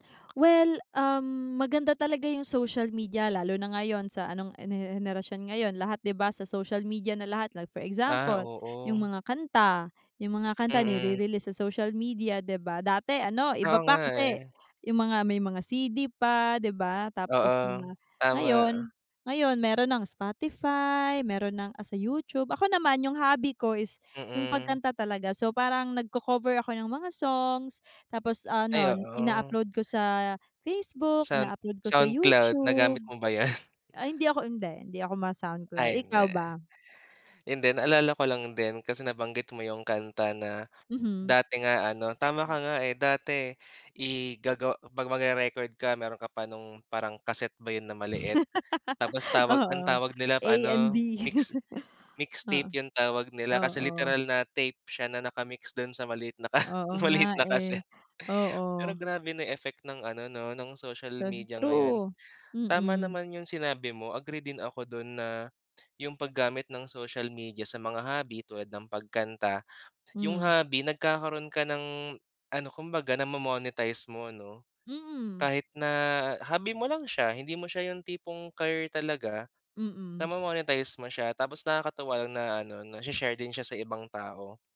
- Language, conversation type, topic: Filipino, unstructured, Ano ang palagay mo tungkol sa labis na paggamit ng midyang panlipunan sa mga libangan?
- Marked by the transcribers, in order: laugh; laugh; laughing while speaking: "maliit na maliit na casette"; tapping